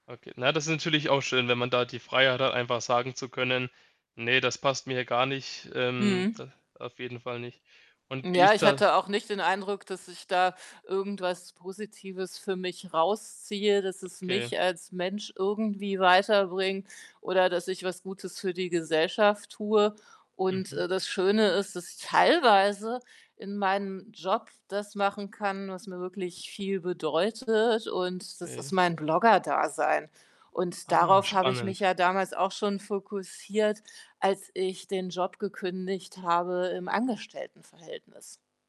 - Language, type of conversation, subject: German, podcast, Wie entscheidest du, ob es Zeit ist, den Job zu wechseln?
- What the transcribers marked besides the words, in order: none